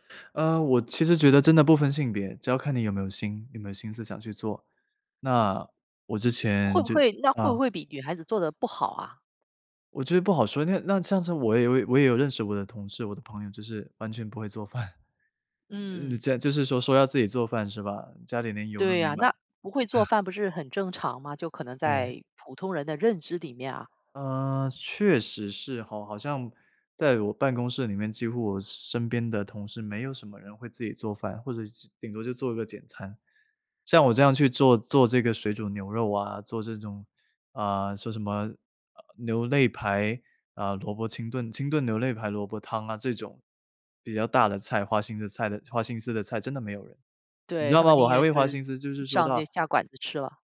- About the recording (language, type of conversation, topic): Chinese, podcast, 你是怎么开始学做饭的？
- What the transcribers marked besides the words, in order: laughing while speaking: "饭"; "这样" said as "介呃"; chuckle; "牛肋排" said as "留肋排"